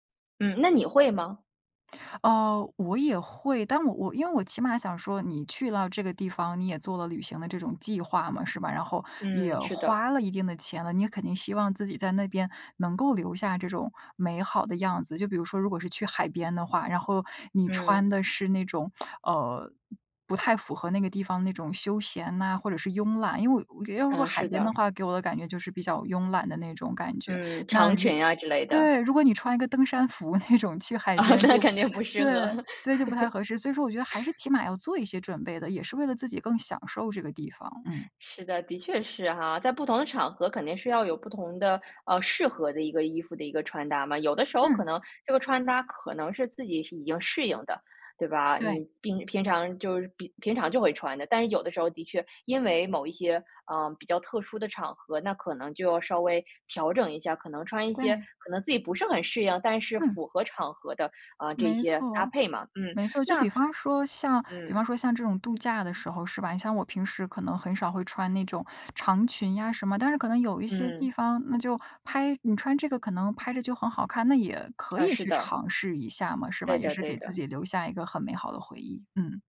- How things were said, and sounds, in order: lip smack; laughing while speaking: "那种"; laughing while speaking: "啊"; chuckle; other background noise
- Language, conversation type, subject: Chinese, podcast, 你是什么时候开始形成属于自己的穿衣风格的？